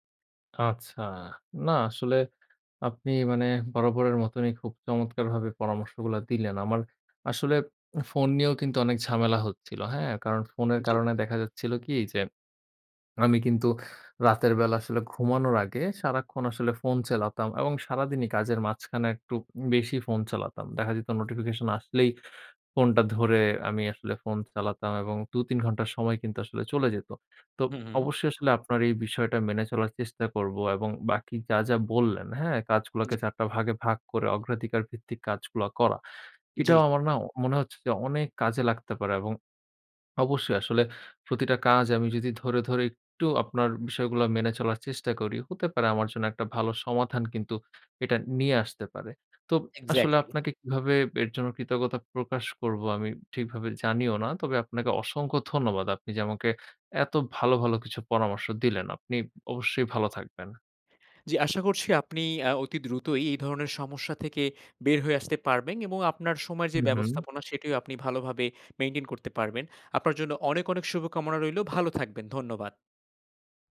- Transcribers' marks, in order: tapping; other background noise; swallow; swallow; horn
- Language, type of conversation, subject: Bengali, advice, সময় ব্যবস্থাপনায় আমি কেন বারবার তাল হারিয়ে ফেলি?